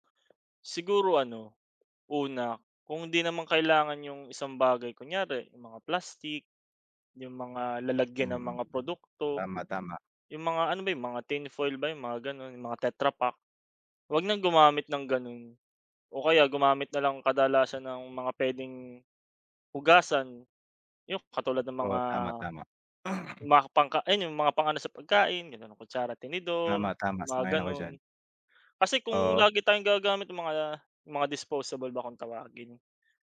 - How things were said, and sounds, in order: throat clearing
- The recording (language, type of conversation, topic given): Filipino, unstructured, Ano ang mga simpleng paraan para mabawasan ang basura?